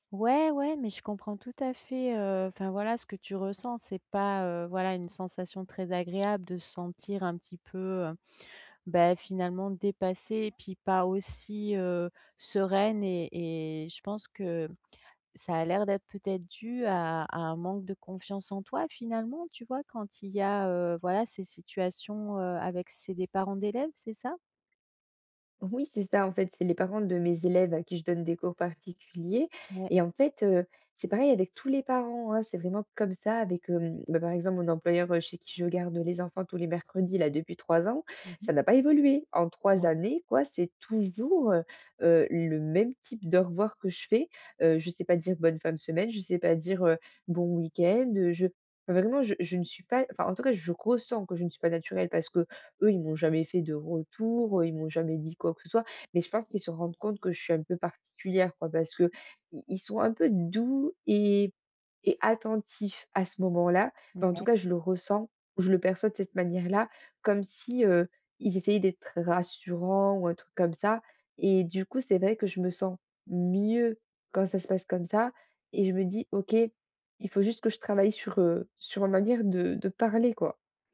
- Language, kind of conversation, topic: French, advice, Comment puis-je être moi-même chaque jour sans avoir peur ?
- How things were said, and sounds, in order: tapping; stressed: "mieux"